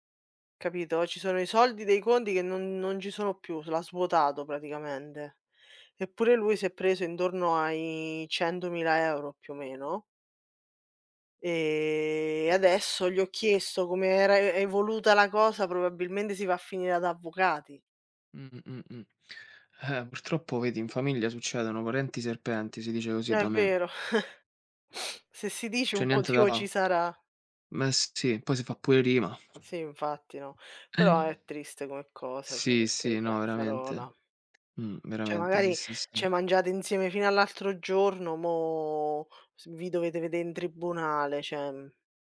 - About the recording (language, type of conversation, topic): Italian, unstructured, Qual è la cosa più triste che il denaro ti abbia mai causato?
- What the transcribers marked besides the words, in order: chuckle; sniff; other background noise; other noise; "cioè" said as "ceh"; "Cioè" said as "ceh"; "cioè" said as "ceh"